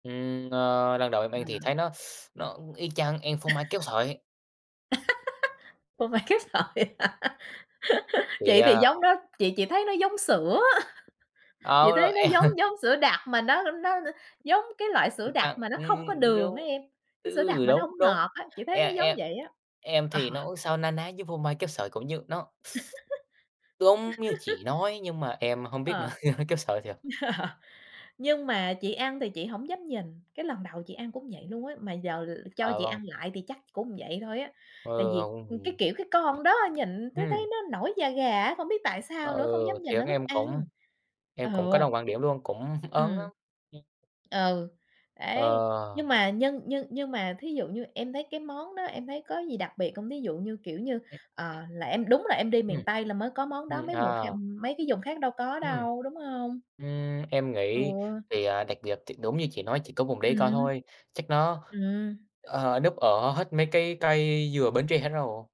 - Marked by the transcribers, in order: teeth sucking; laugh; laughing while speaking: "Phô mai kéo sợi hả?"; laugh; chuckle; laughing while speaking: "ăn"; laughing while speaking: "Ờ"; teeth sucking; laugh; laughing while speaking: "nữa"; laughing while speaking: "Ờ"; laugh; tapping; laughing while speaking: "ớn lắm"
- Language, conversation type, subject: Vietnamese, unstructured, Có món ăn nào mà nhiều người không chịu được nhưng bạn lại thấy ngon không?